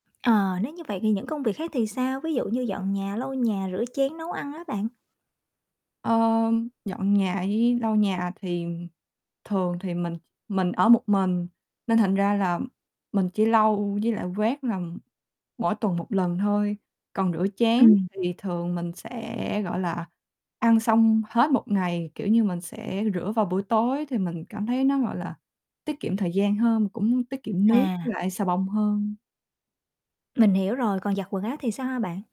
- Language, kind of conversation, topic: Vietnamese, podcast, Bạn có mẹo nào để dọn nhà thật nhanh không?
- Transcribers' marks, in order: tapping; other background noise; static